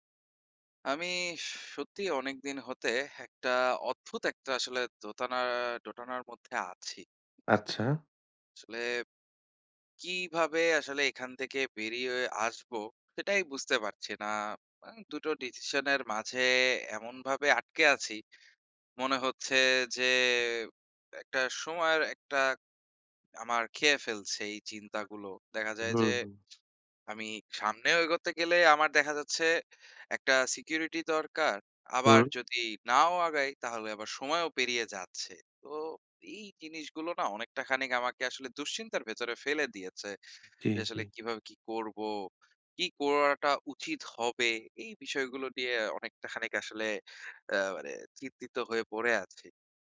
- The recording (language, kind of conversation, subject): Bengali, advice, নিরাপদ চাকরি নাকি অর্থপূর্ণ ঝুঁকি—দ্বিধায় আছি
- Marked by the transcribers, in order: "বেরিয়ে" said as "বেরিওয়ে"; drawn out: "যে"; tongue click; inhale; inhale; inhale